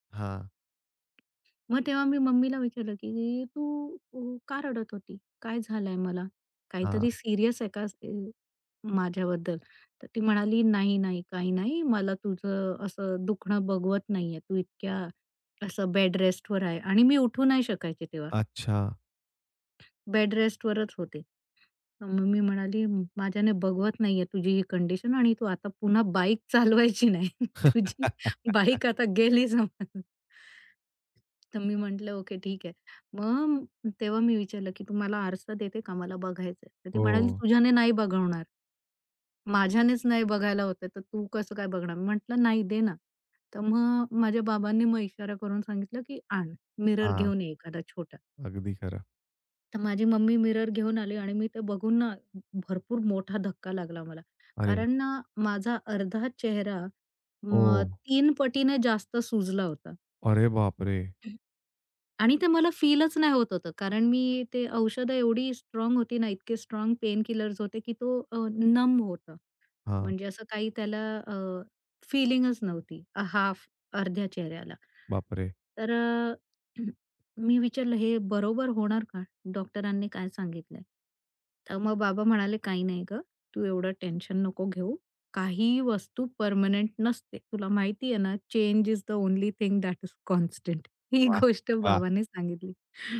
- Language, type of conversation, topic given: Marathi, podcast, जखम किंवा आजारानंतर स्वतःची काळजी तुम्ही कशी घेता?
- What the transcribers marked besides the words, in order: other background noise; tapping; laughing while speaking: "चालवायची नाही. तुझी बाईक आता गेली समज"; laugh; throat clearing; in English: "चेंज इज़ द ओन्ली थिंग दॅट इस कॉन्स्टंट"; laughing while speaking: "ही गोष्ट बाबांनी सांगितली"